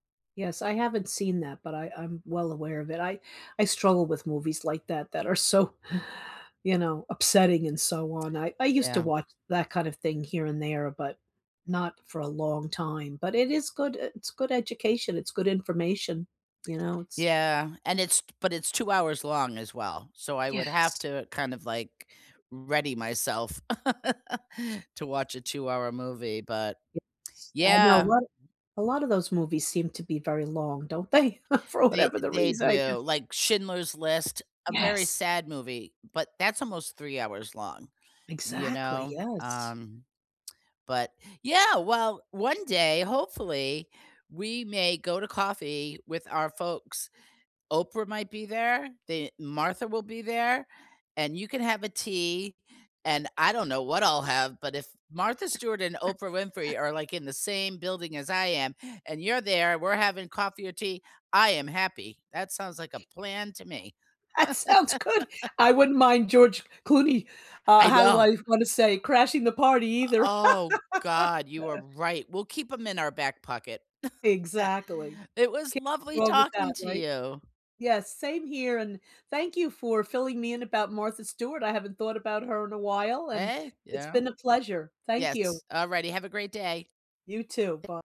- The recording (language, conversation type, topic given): English, unstructured, Which celebrity would you love to have coffee with, and why, and what would you hope to share or learn?
- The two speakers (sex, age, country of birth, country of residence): female, 60-64, United States, United States; female, 65-69, United States, United States
- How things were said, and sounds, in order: laughing while speaking: "so"; laugh; other background noise; laughing while speaking: "they?"; chuckle; laughing while speaking: "That sounds good!"; laugh; laugh; chuckle